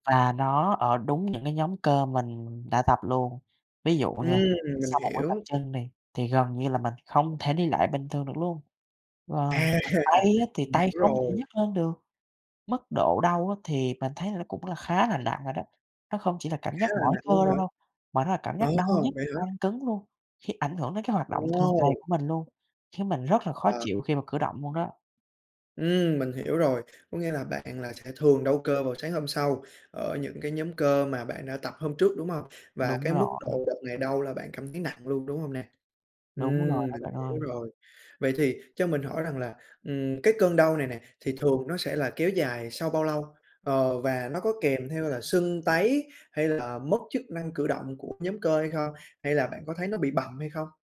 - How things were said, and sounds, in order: tapping; unintelligible speech; other background noise; laughing while speaking: "À!"; unintelligible speech
- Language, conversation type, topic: Vietnamese, advice, Làm sao để giảm đau nhức cơ sau tập luyện và ngủ sâu hơn để phục hồi?